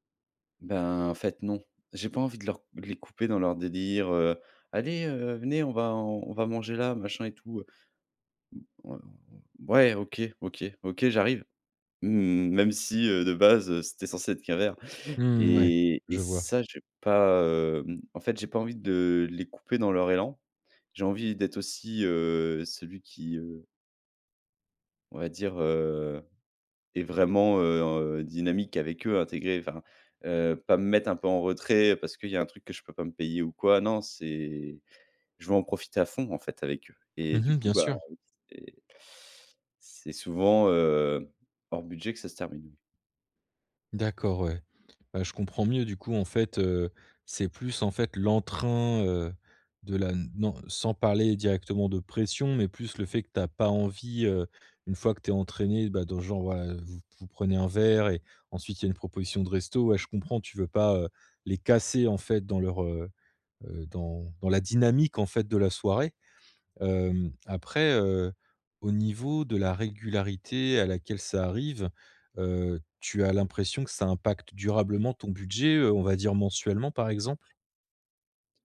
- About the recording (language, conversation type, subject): French, advice, Comment éviter que la pression sociale n’influence mes dépenses et ne me pousse à trop dépenser ?
- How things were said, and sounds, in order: unintelligible speech; other background noise; teeth sucking; stressed: "casser"; stressed: "dynamique"